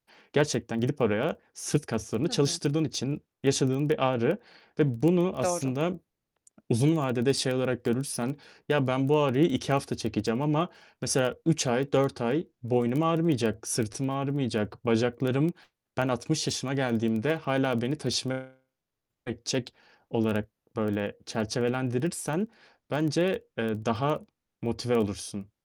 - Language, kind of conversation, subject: Turkish, advice, Antrenman sırasında hissettiğim ağrının normal mi yoksa dinlenmem gerektiğini gösteren bir işaret mi olduğunu nasıl ayırt edebilirim?
- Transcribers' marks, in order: other background noise; distorted speech; tapping